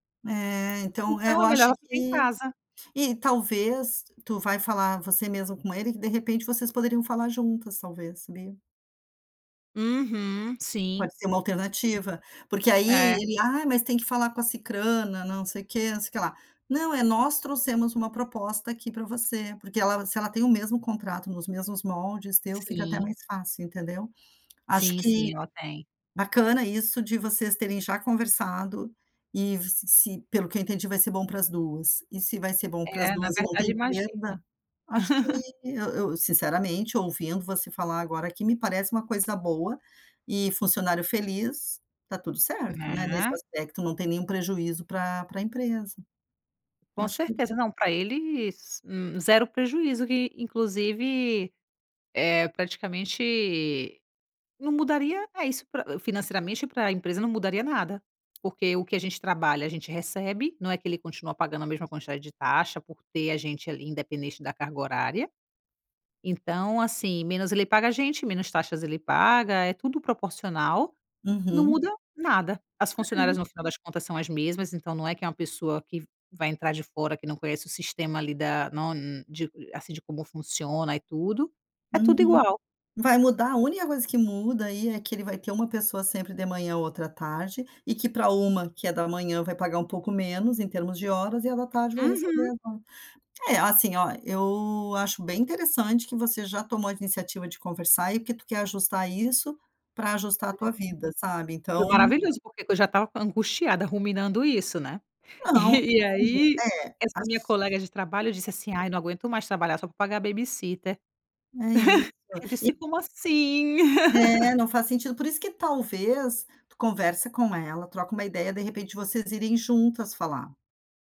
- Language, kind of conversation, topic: Portuguese, advice, Como posso negociar com meu chefe a redução das minhas tarefas?
- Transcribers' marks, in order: tapping; chuckle; unintelligible speech; unintelligible speech; chuckle; unintelligible speech; in English: "babysitter"; chuckle; laugh